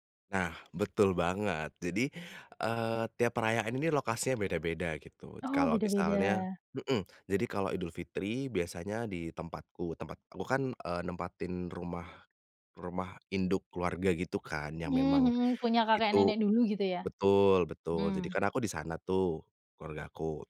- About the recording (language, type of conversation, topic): Indonesian, podcast, Bagaimana kamu merayakan dua tradisi yang berbeda dalam satu keluarga?
- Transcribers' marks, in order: none